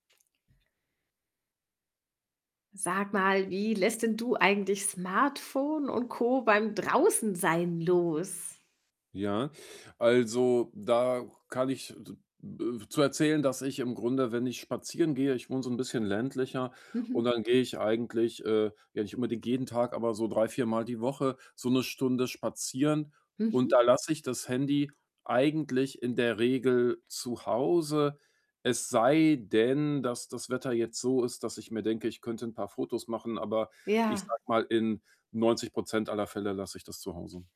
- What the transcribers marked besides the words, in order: other background noise; unintelligible speech; distorted speech
- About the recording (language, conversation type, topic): German, podcast, Wie schaffst du es, beim Draußensein das Smartphone und andere Geräte beiseitezulegen?